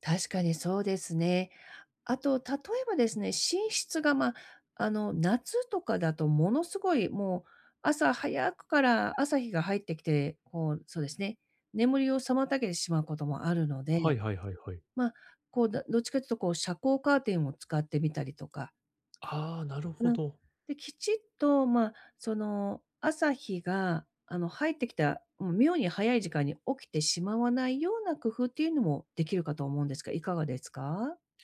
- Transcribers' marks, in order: other background noise
- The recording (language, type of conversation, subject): Japanese, advice, 寝つきが悪いとき、効果的な就寝前のルーティンを作るにはどうすればよいですか？